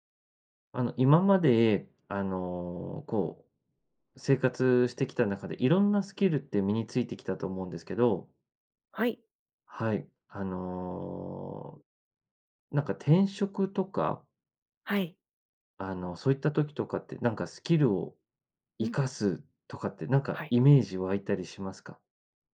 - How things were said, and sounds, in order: tapping
- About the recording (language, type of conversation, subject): Japanese, podcast, スキルを他の業界でどのように活かせますか？